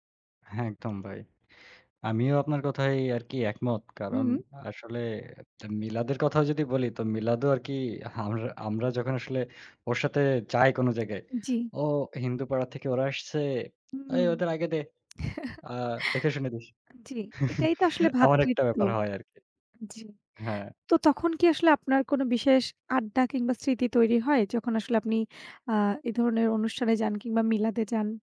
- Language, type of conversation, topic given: Bengali, unstructured, তোমার প্রিয় উৎসবের খাবার কোনটি, আর সেটি তোমার কাছে কেন বিশেষ?
- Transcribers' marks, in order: other background noise; horn; tapping; chuckle; chuckle